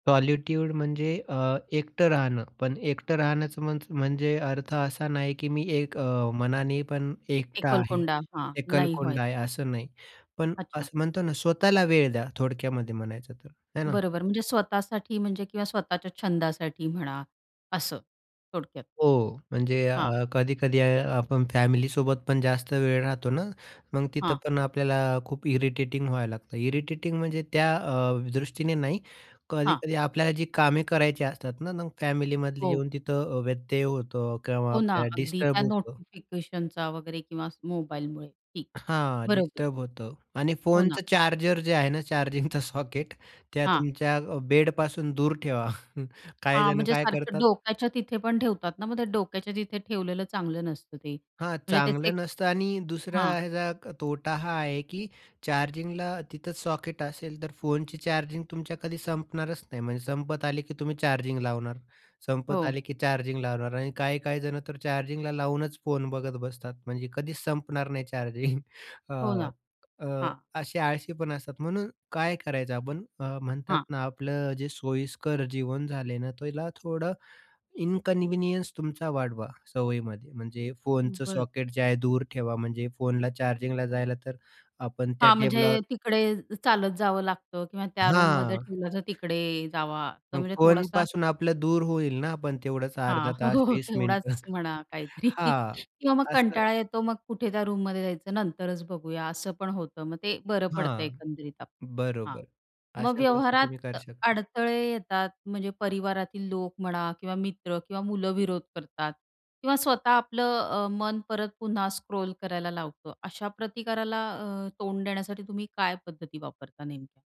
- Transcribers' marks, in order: in English: "सॉलिट्यूड"; in English: "इरिटेटिंग"; in English: "इरिटेटिंग"; laughing while speaking: "सॉकेट"; chuckle; other background noise; chuckle; in English: "इनकन्व्हीनियन्स"; laughing while speaking: "हो, हो, तेवढाच म्हणा काहीतरी"; chuckle; in English: "स्क्रॉल"
- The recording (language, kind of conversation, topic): Marathi, podcast, सोशल मीडियावर वेळेची मर्यादा घालण्याबद्दल तुमचे मत काय आहे?